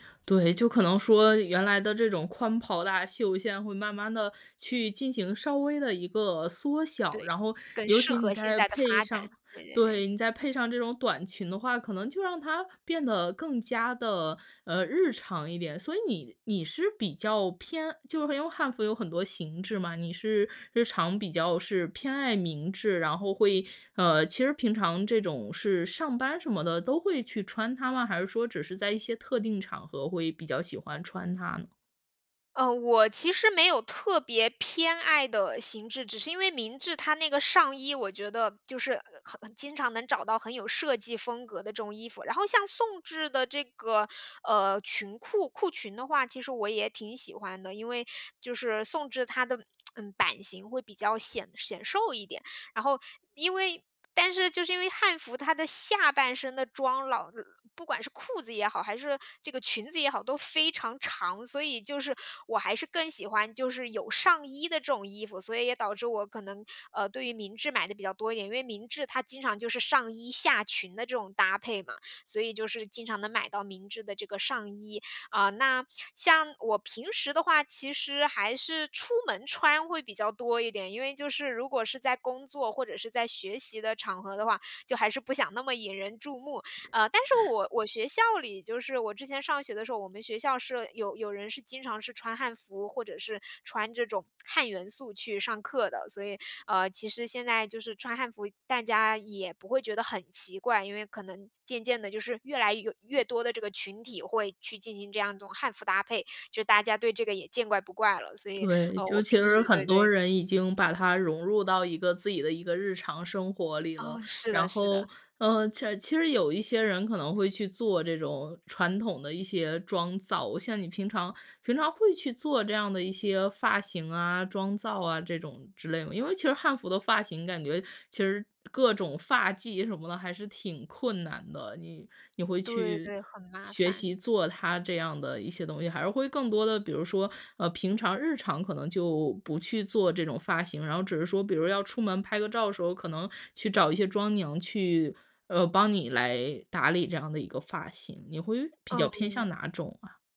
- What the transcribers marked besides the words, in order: lip smack; tapping; "种" said as "总"
- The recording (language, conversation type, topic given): Chinese, podcast, 你平常是怎么把传统元素和潮流风格混搭在一起的？